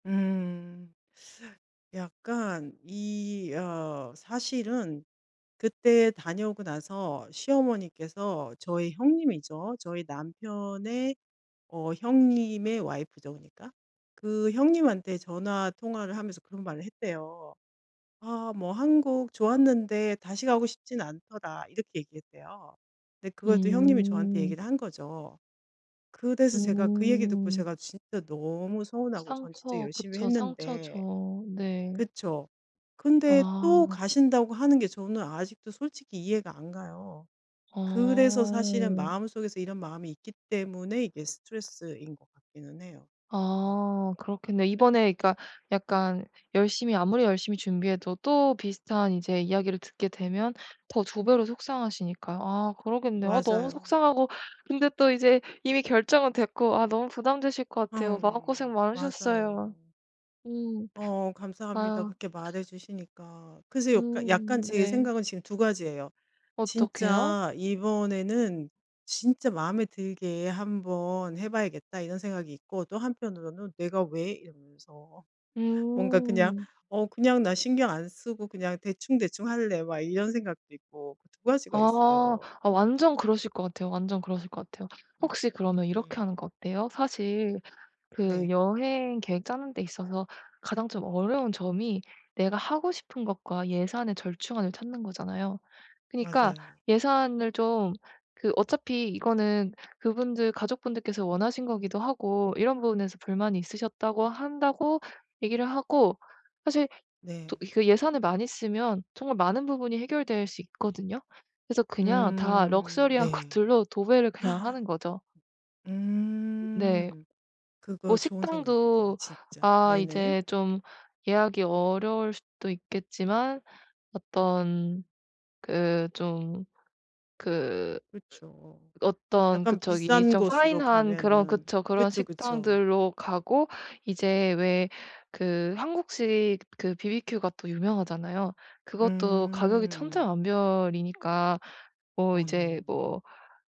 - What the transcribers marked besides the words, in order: tapping; other background noise; gasp; laughing while speaking: "것들로"; "바비큐" said as "비비큐"
- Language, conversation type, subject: Korean, advice, 여행 중 스트레스를 어떻게 줄이고 편안하게 지낼 수 있을까요?